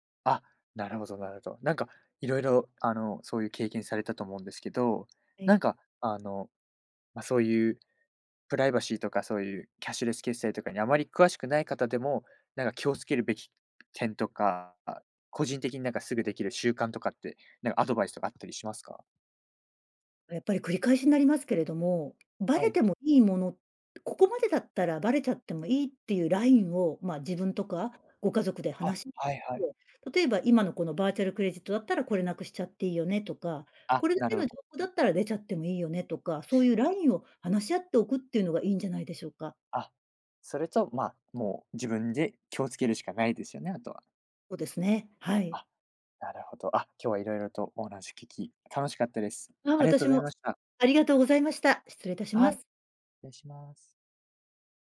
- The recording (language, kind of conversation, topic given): Japanese, podcast, プライバシーと利便性は、どのように折り合いをつければよいですか？
- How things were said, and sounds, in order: other background noise; tapping; in English: "バーチャルクレジット"